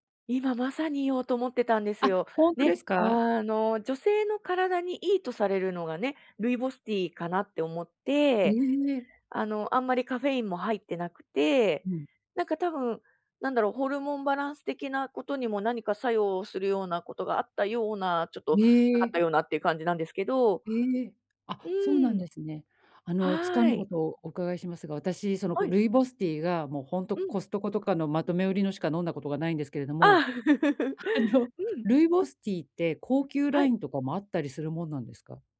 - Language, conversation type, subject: Japanese, advice, 予算内で喜ばれるギフトは、どう選べばよいですか？
- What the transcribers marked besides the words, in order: other background noise; chuckle